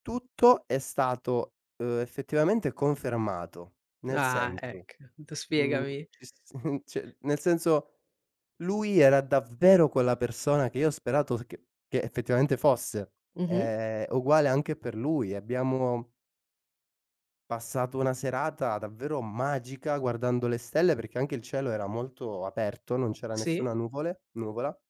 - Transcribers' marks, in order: chuckle; tapping
- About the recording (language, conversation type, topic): Italian, podcast, Raccontami di una notte sotto le stelle che non scorderai mai?
- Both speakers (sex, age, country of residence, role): female, 20-24, Italy, host; male, 25-29, Romania, guest